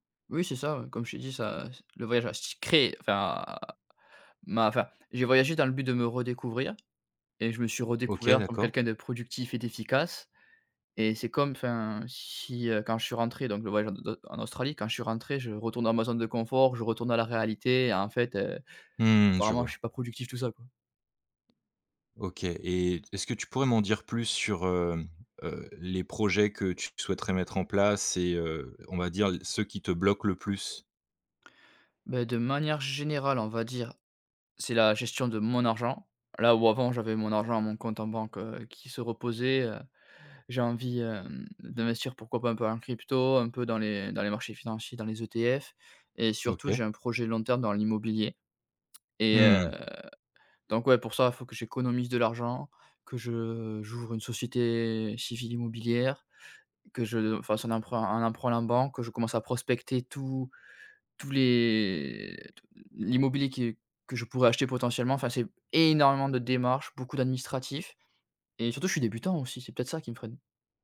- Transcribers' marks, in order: drawn out: "enfin"; tapping; drawn out: "les"; stressed: "énormément"
- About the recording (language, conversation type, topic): French, advice, Pourquoi est-ce que je procrastine sans cesse sur des tâches importantes, et comment puis-je y remédier ?